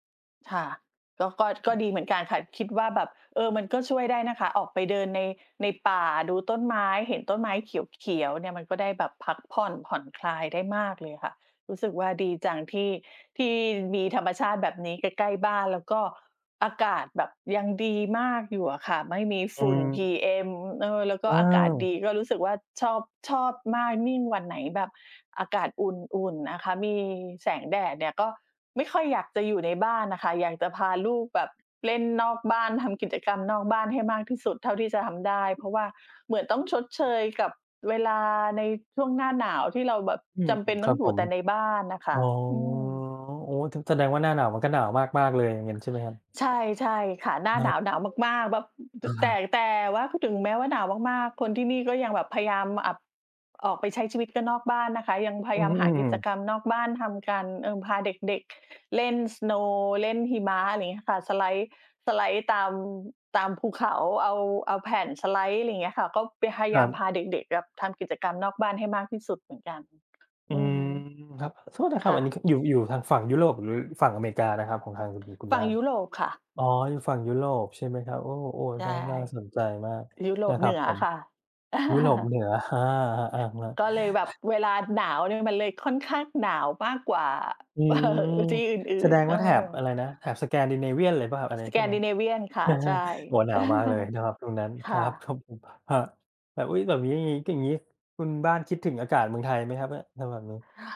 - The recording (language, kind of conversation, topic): Thai, unstructured, คุณคิดว่าการใช้สื่อสังคมออนไลน์มากเกินไปทำให้เสียสมาธิไหม?
- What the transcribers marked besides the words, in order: other background noise; drawn out: "อ๋อ"; tapping; in English: "สโนว์"; chuckle; chuckle; chuckle; chuckle; laughing while speaking: "ผม"